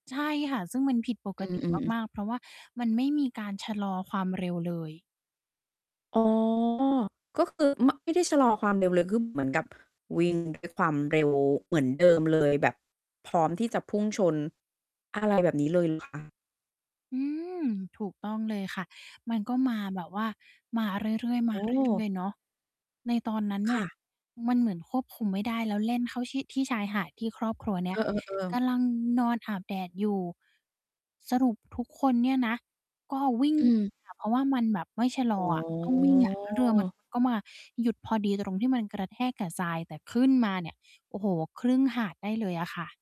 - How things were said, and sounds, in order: distorted speech; tapping; other background noise; static; mechanical hum
- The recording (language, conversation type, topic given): Thai, podcast, หนังเรื่องไหนที่ตอนจบทำให้คุณงงหรือติดค้างใจมากที่สุด?